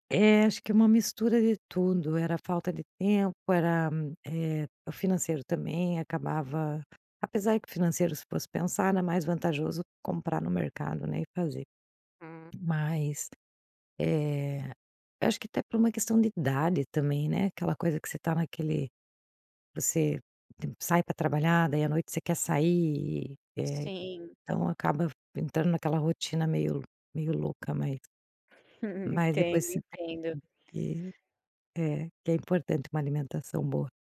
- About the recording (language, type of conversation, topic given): Portuguese, podcast, Como a comida da sua infância marcou quem você é?
- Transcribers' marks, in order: tapping; chuckle